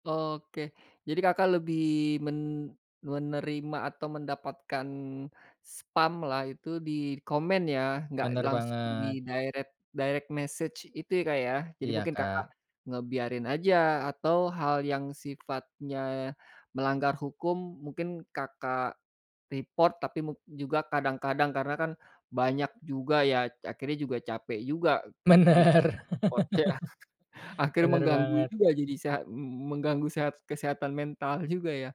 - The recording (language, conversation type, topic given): Indonesian, podcast, Bagaimana pengalaman Anda mengatur akun media sosial agar kesehatan mental tetap terjaga?
- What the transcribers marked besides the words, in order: in English: "direct direct message"; in English: "report"; in English: "di-report"; laughing while speaking: "Bener"; chuckle; laugh